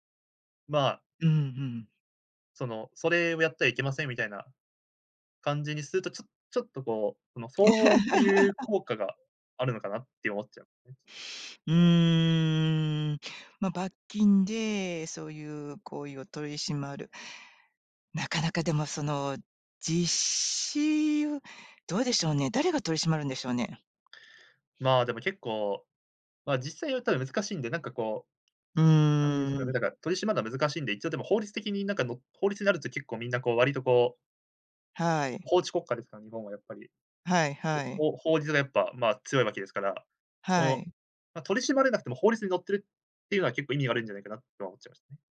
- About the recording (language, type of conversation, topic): Japanese, podcast, 電車内でのスマホの利用マナーで、あなたが気になることは何ですか？
- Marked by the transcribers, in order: chuckle; sniff